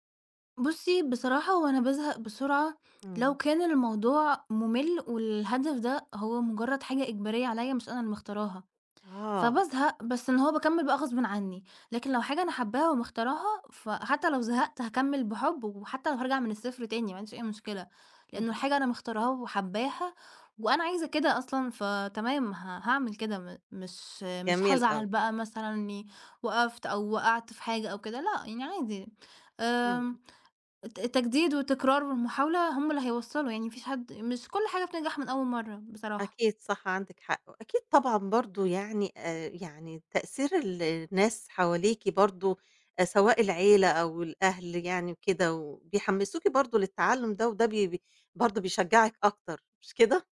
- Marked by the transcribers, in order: tapping
- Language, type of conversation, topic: Arabic, podcast, إيه اللي بيحفزك تفضل تتعلم دايمًا؟